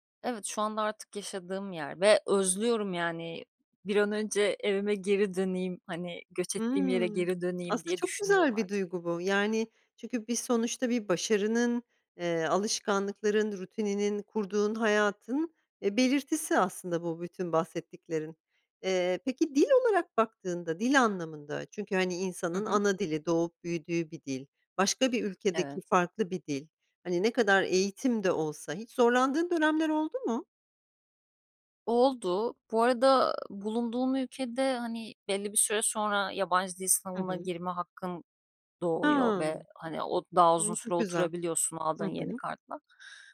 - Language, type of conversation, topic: Turkish, podcast, Göç deneyimi kimliğini nasıl etkiledi?
- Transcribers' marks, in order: other background noise